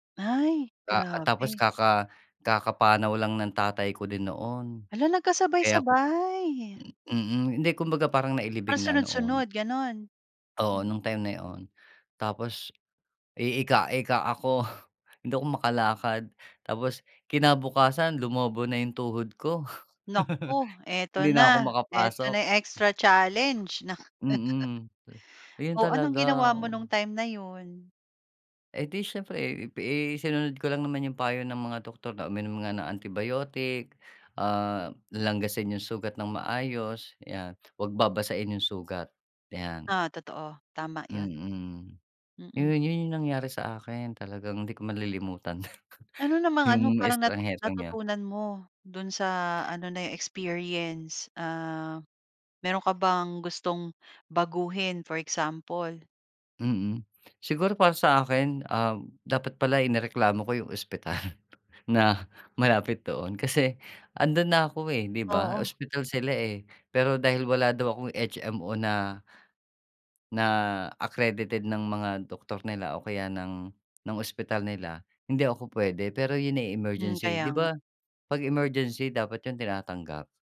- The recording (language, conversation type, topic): Filipino, podcast, May karanasan ka na bang natulungan ka ng isang hindi mo kilala habang naglalakbay, at ano ang nangyari?
- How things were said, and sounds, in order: drawn out: "Ay"; chuckle; in English: "extra challenge"; chuckle; chuckle; in English: "for example?"; laughing while speaking: "ospital na"; in English: "accredited"